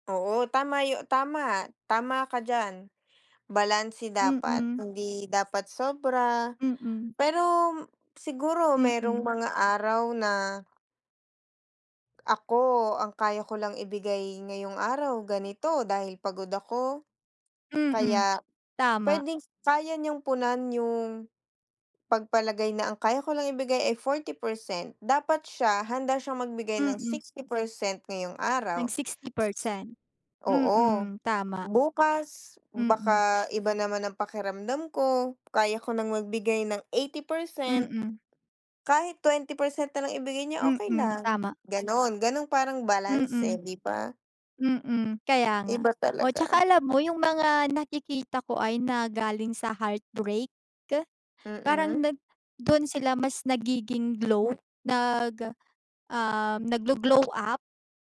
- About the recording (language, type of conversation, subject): Filipino, unstructured, Paano mo ipinapakita ang pagmamahal sa sarili araw-araw?
- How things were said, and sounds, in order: tapping